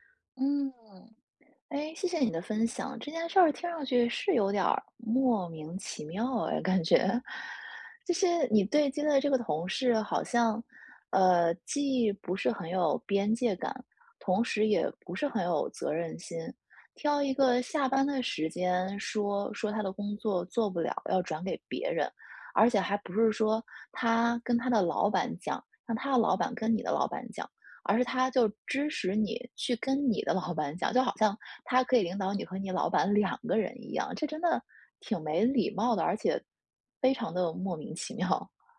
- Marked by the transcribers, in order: laughing while speaking: "觉"; laughing while speaking: "妙"
- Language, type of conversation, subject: Chinese, advice, 我該如何處理工作中的衝突與利益衝突？
- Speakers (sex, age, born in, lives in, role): female, 35-39, China, United States, advisor; female, 35-39, China, United States, user